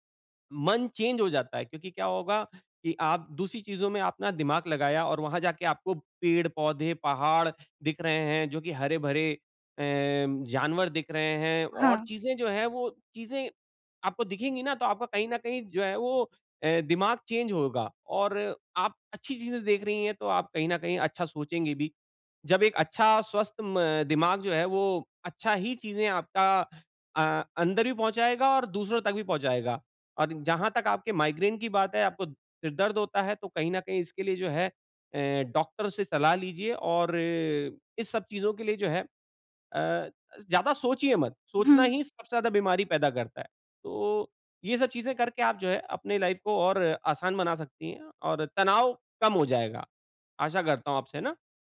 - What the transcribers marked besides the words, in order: in English: "चेंज"; in English: "चेंज"; in English: "लाइफ़"
- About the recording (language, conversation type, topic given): Hindi, advice, मैं आज तनाव कम करने के लिए कौन-से सरल अभ्यास कर सकता/सकती हूँ?